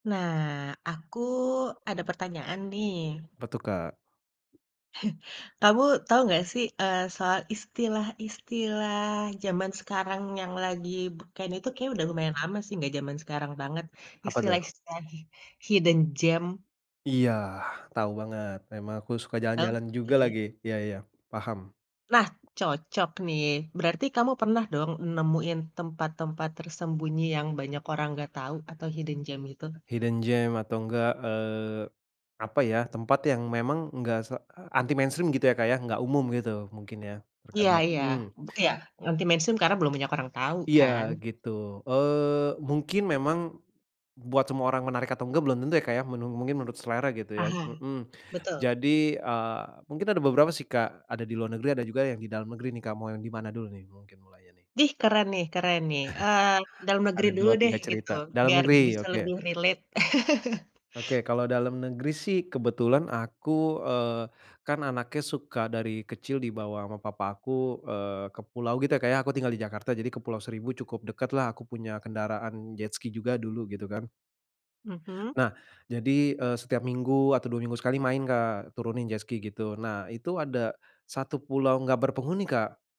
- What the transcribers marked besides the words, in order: other background noise; chuckle; in English: "hidden gem?"; tapping; in English: "hidden gem"; in English: "Hidden gem"; in English: "anti-mainstream"; chuckle; in English: "relate"; laugh
- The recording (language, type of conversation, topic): Indonesian, podcast, Pernah nggak kamu nemu tempat tersembunyi yang nggak banyak orang tahu?